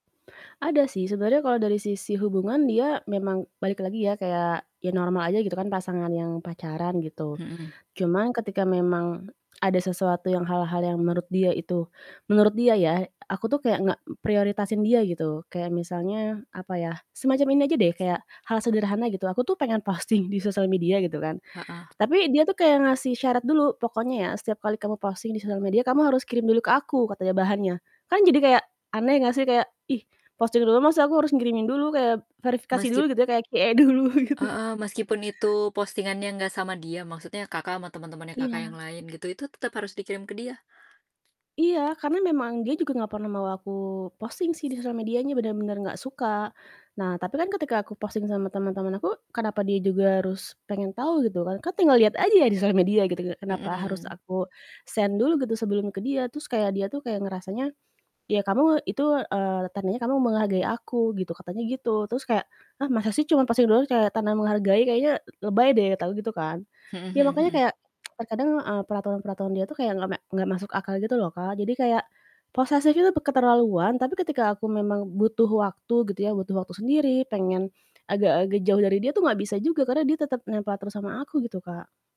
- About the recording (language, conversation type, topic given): Indonesian, advice, Mengapa kamu takut mengakhiri hubungan meski kamu tidak bahagia karena khawatir merasa kesepian?
- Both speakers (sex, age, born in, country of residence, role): female, 35-39, Indonesia, Indonesia, advisor; female, 35-39, Indonesia, Indonesia, user
- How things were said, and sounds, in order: static; other background noise; tapping; in English: "QA"; laughing while speaking: "dulu gitu"; in English: "send"; "kayak" said as "cayak"; tsk